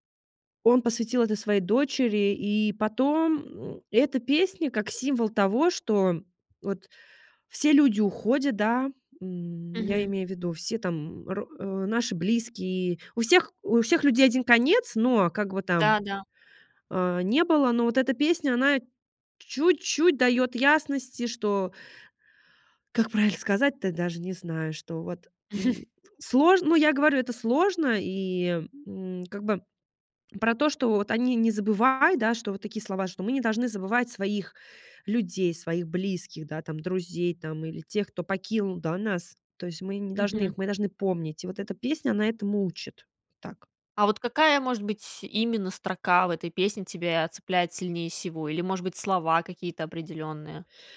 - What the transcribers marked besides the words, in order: grunt; tapping; chuckle
- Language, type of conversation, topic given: Russian, podcast, Какая песня заставляет тебя плакать и почему?